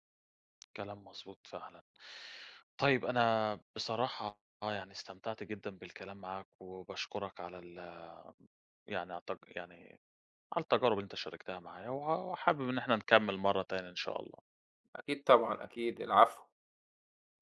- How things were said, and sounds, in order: none
- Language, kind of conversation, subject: Arabic, podcast, إزاي بتأثر السوشال ميديا على شهرة المسلسلات؟